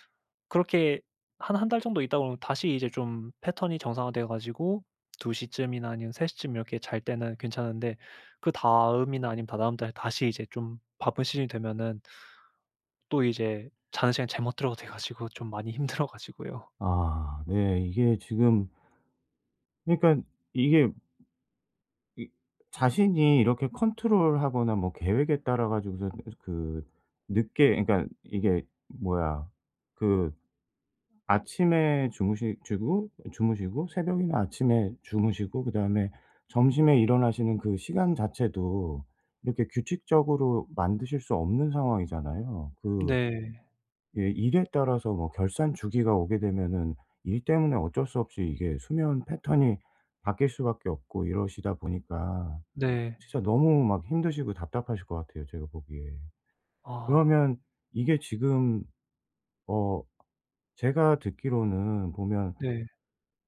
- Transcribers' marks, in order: laughing while speaking: "힘들어"; other background noise
- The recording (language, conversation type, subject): Korean, advice, 아침에 더 개운하게 일어나려면 어떤 간단한 방법들이 있을까요?
- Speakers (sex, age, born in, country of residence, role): male, 25-29, South Korea, Japan, user; male, 45-49, South Korea, South Korea, advisor